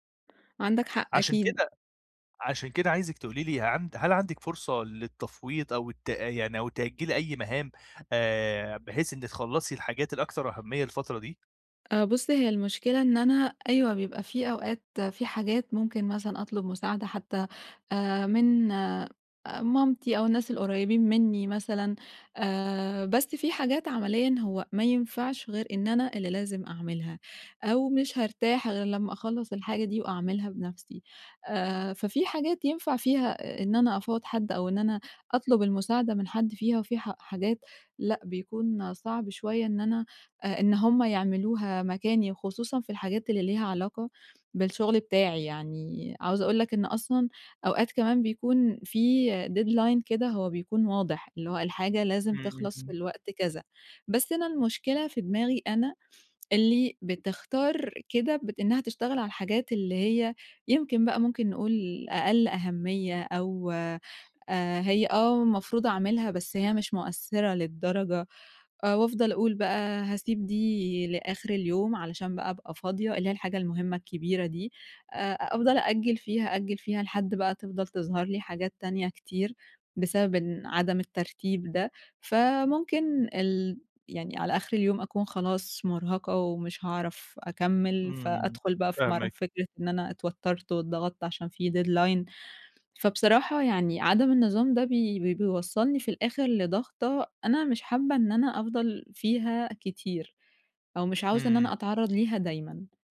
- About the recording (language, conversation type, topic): Arabic, advice, إزاي أرتّب مهامي حسب الأهمية والإلحاح؟
- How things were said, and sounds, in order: tapping; other background noise; in English: "deadline"; in English: "deadline"